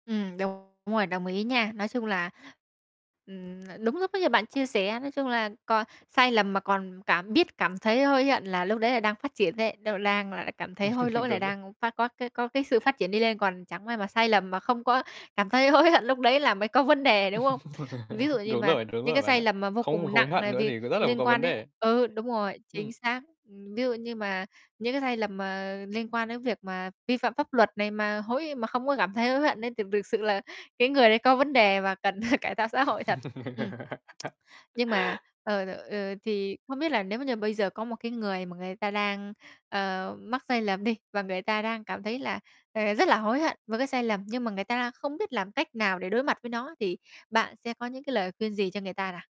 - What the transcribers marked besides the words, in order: distorted speech; tapping; laugh; other background noise; laughing while speaking: "hối"; laugh; chuckle; laugh; tsk
- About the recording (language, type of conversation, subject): Vietnamese, podcast, Làm sao bạn đối mặt với cảm giác hối hận sau một lựa chọn sai lầm?
- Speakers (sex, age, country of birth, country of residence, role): female, 20-24, Vietnam, Vietnam, host; male, 20-24, Vietnam, Vietnam, guest